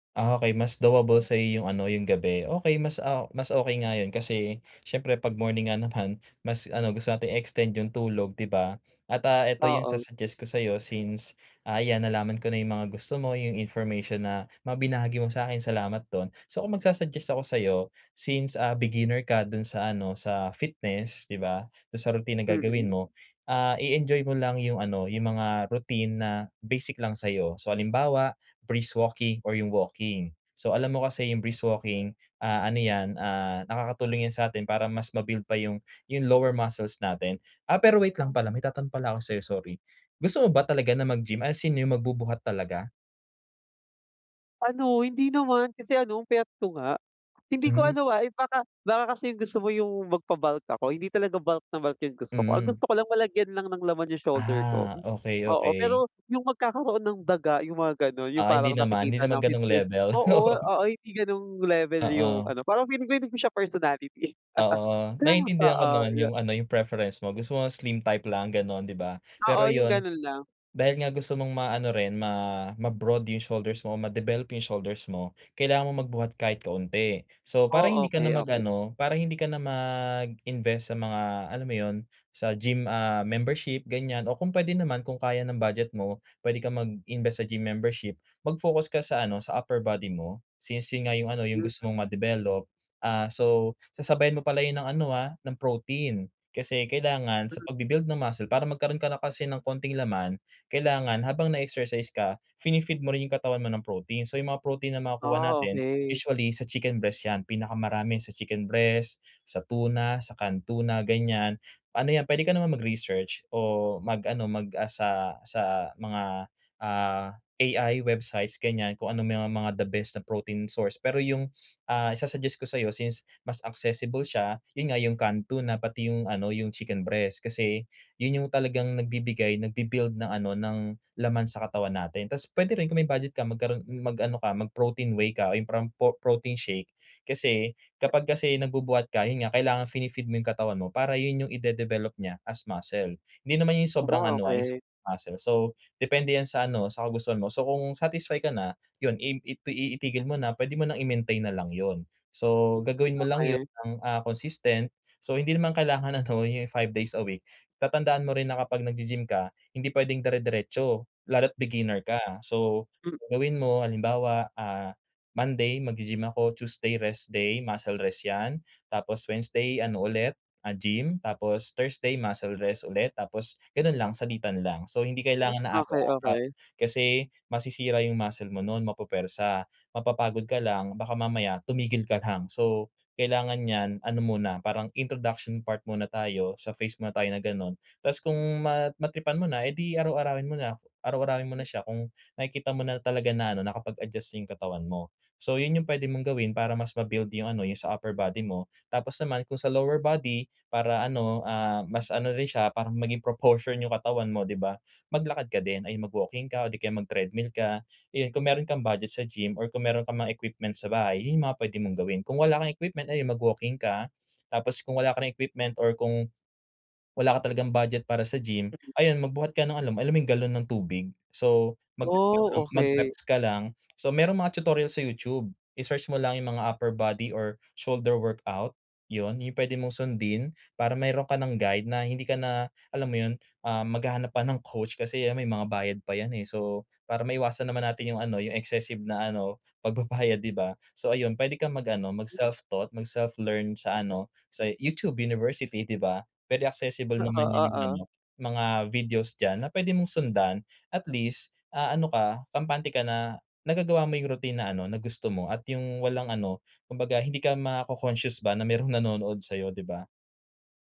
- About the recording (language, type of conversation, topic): Filipino, advice, Paano ako makakabuo ng maliit at tuloy-tuloy na rutin sa pag-eehersisyo?
- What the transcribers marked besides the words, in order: laughing while speaking: "Oo"; chuckle; unintelligible speech; other background noise; other noise; unintelligible speech